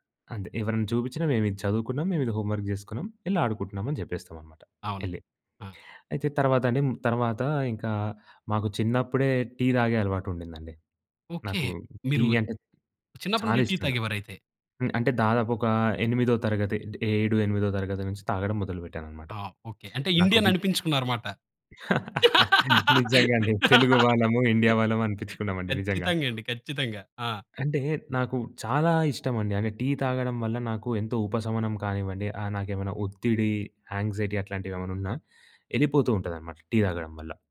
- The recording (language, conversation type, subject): Telugu, podcast, మీ బాల్యంలో మీకు అత్యంత సంతోషాన్ని ఇచ్చిన జ్ఞాపకం ఏది?
- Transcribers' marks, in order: in English: "ఇండియన్"; laugh; laugh; in English: "యాంక్సైటీ"